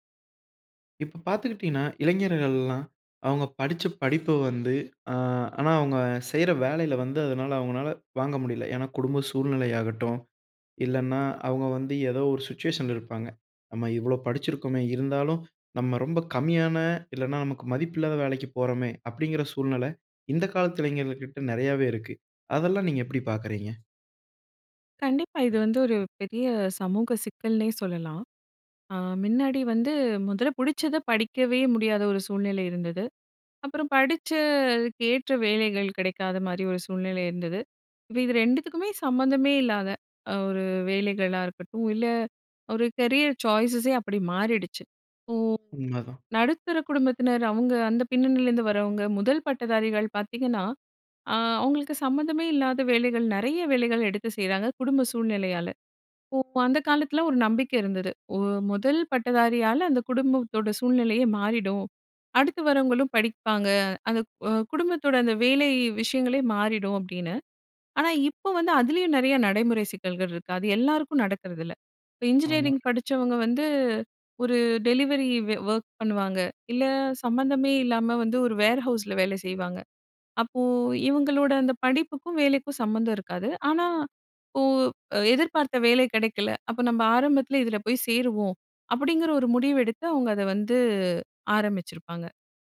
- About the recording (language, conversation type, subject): Tamil, podcast, இளைஞர்கள் வேலை தேர்வு செய்யும் போது தங்களின் மதிப்புகளுக்கு ஏற்றதா என்பதை எப்படி தீர்மானிக்க வேண்டும்?
- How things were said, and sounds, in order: other background noise; "முன்னாடி" said as "மின்னாடி"; drawn out: "படிச்சதுக்கேற்ற"; in English: "கரியர் சாய்ஸஸே"; in English: "வேர் ஹவுஸ்ல"